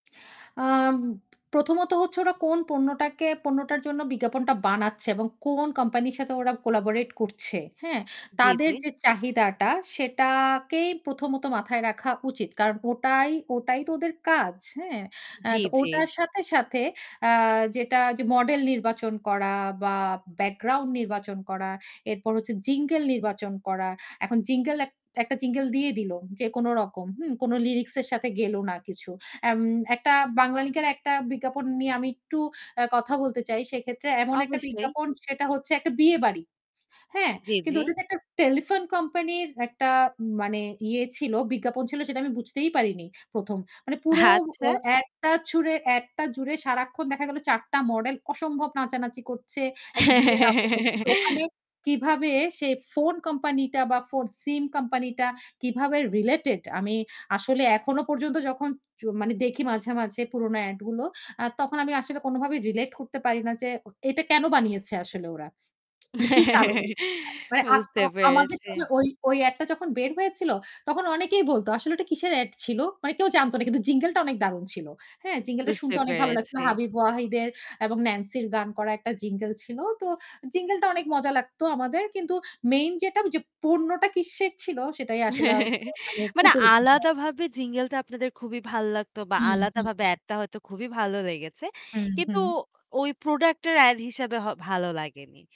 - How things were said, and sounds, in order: other background noise; in English: "collaborate"; in English: "jingle"; in English: "jingle"; in English: "jingle"; distorted speech; laughing while speaking: "আচ্ছা"; chuckle; laugh; in English: "jingle"; in English: "jingle"; in English: "jingle"; in English: "jingle"; laugh; in English: "jingle"; "এড" said as "অ্যাজ"
- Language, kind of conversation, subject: Bengali, podcast, টেলিভিশন বিজ্ঞাপনের কোনো মজার বা অদ্ভুত জিঙ্গেল কি আপনার মনে আছে?
- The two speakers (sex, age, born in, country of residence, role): female, 25-29, Bangladesh, Bangladesh, host; female, 35-39, Bangladesh, Finland, guest